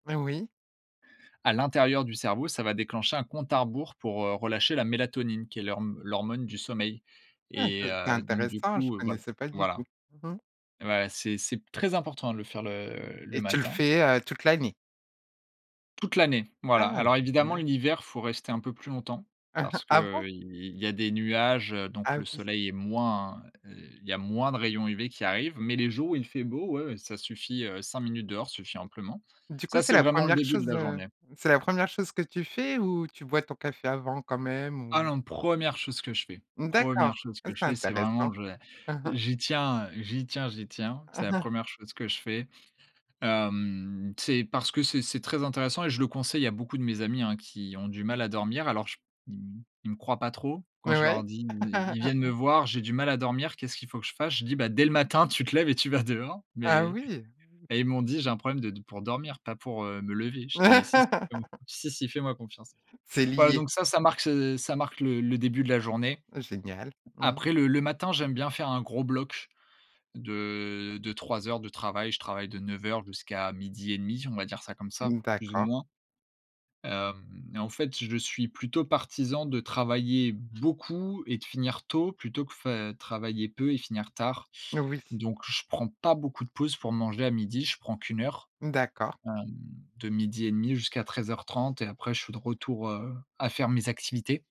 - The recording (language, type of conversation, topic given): French, podcast, Comment trouves-tu l’équilibre entre le travail et la vie personnelle ?
- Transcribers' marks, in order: chuckle; chuckle; chuckle; laugh